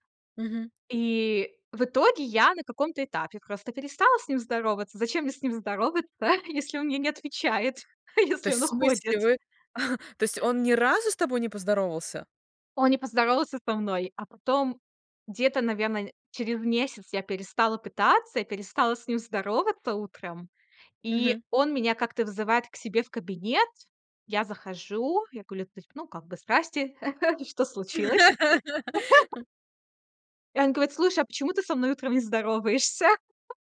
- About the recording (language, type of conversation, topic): Russian, podcast, Чему научила тебя первая серьёзная ошибка?
- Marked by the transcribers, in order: laughing while speaking: "здороваться"; laughing while speaking: "отвечает"; chuckle; other background noise; laugh; chuckle; laughing while speaking: "здороваешься?"